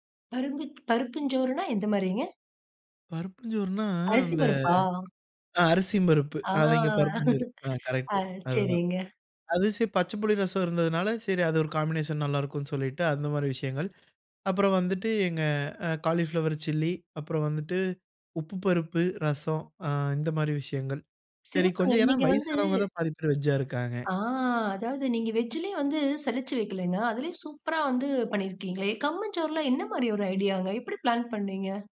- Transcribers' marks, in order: drawn out: "ஆ"; chuckle; "அதுவும் சேத்து" said as "அதுசே"; in English: "காம்பினேஷன்"; in English: "வெஜ்ஜா"; drawn out: "ஆ"; in English: "வெஜ்ஜிலே"; in English: "பிளான்"
- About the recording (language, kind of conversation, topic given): Tamil, podcast, விருந்துக்கான மெனுவை நீங்கள் எப்படித் திட்டமிடுவீர்கள்?